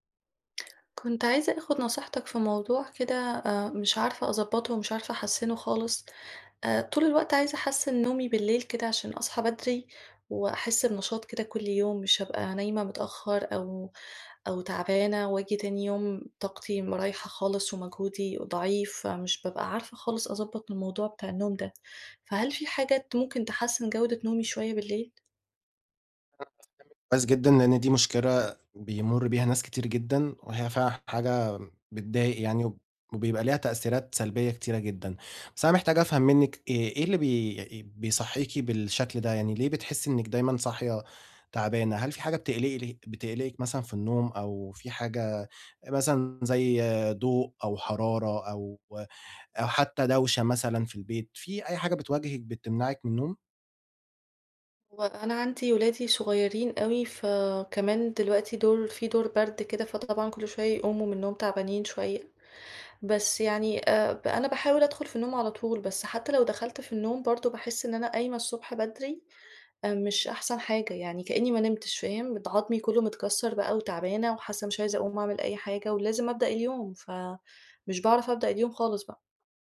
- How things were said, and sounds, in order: tapping; other background noise; unintelligible speech
- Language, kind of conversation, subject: Arabic, advice, إزاي أحسّن جودة نومي بالليل وأصحى الصبح بنشاط أكبر كل يوم؟